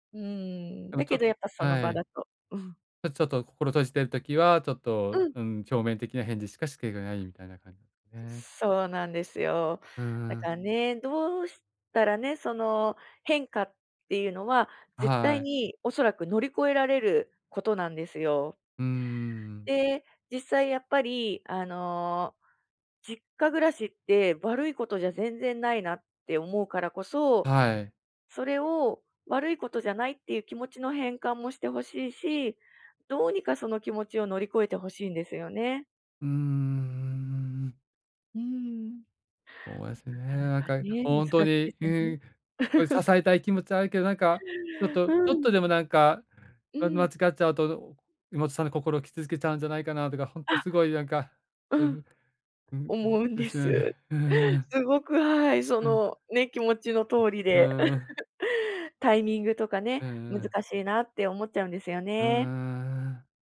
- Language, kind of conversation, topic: Japanese, advice, 家族や友人が変化を乗り越えられるように、どう支援すればよいですか？
- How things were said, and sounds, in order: laugh; chuckle; laugh; tapping